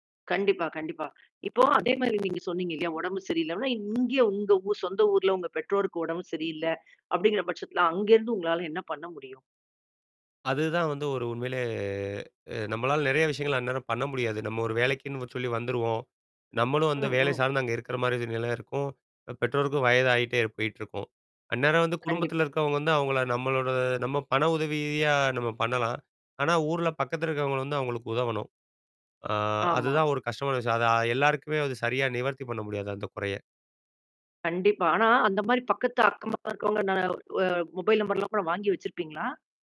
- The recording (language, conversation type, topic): Tamil, podcast, தொலைதூரத்தில் வாழும் குடும்பத்தில் அன்பை எப்படிப் பரிமாறிக்கொள்ளலாம்?
- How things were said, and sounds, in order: mechanical hum; static; distorted speech; drawn out: "உண்மையிலே"; other background noise